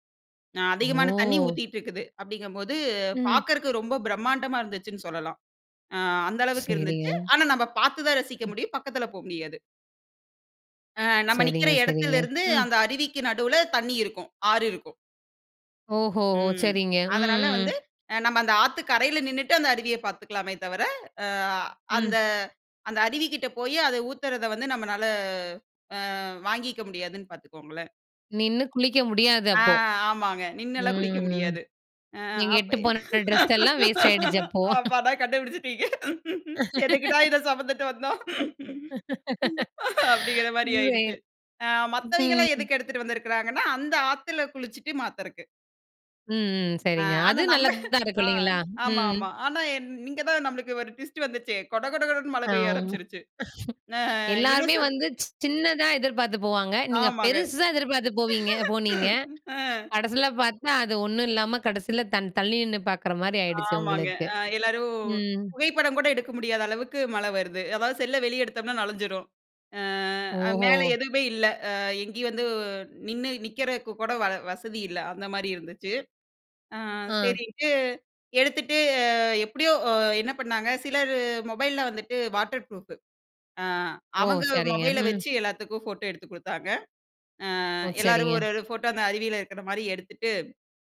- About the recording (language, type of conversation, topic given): Tamil, podcast, மீண்டும் செல்ல விரும்பும் இயற்கை இடம் எது, ஏன் அதை மீண்டும் பார்க்க விரும்புகிறீர்கள்?
- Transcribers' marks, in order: drawn out: "ஓ!"; "சரிங்க" said as "சரிய"; other background noise; drawn out: "ம்"; "எடுததுட்டுப்போன" said as "எட்டுப்போன"; laughing while speaking: "அப்பாடா! கண்டுபுடுச்சீட்டீங்க. எதுக்குடா இத சுமந்துட்டு வந்தோம்? அப்படீங்கிற மாரி ஆயிடுச்சு"; chuckle; laugh; laughing while speaking: "சரி"; inhale; laughing while speaking: "அ ஆனா. நம்ம. ஆ. ஆமா … ஆரம்பிச்சுடுச்சு. ஆ. இன்னோசென்ட்"; other noise; chuckle; in English: "இன்னோசென்ட்"; inhale; laugh; "நனைஞ்சிடும்" said as "நலஞ்சிடும்"; in English: "வாட்டர் ப்ரூஃபு"